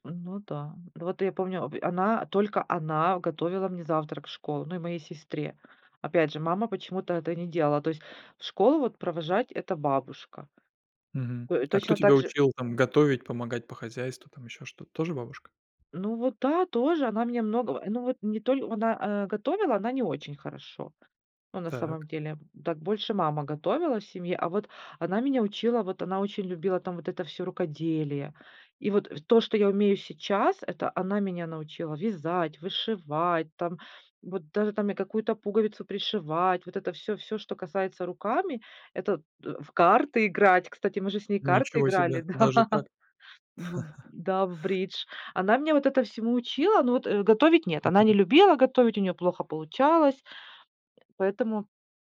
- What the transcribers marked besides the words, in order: laughing while speaking: "да"; laugh; other noise
- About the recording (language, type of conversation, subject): Russian, podcast, Какую роль играют бабушки и дедушки в вашей семье?